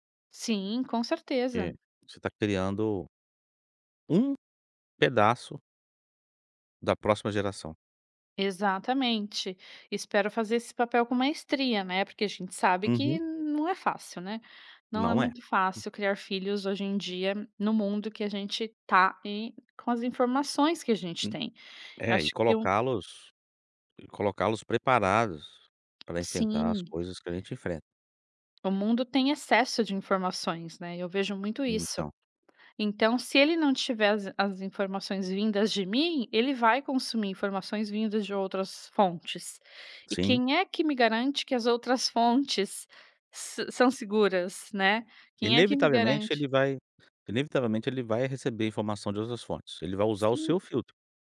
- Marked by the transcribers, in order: tapping; other background noise
- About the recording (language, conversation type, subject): Portuguese, podcast, Como você equilibra o trabalho e o tempo com os filhos?